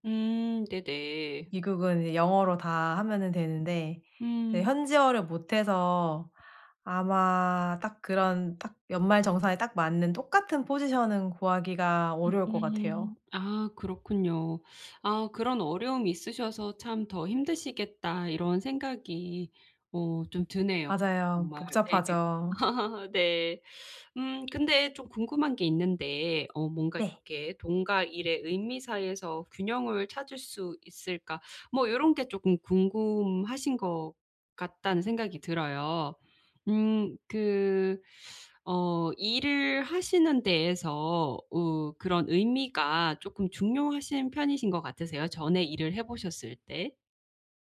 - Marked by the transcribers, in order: laugh
- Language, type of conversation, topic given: Korean, advice, 수입과 일의 의미 사이에서 어떻게 균형을 찾을 수 있을까요?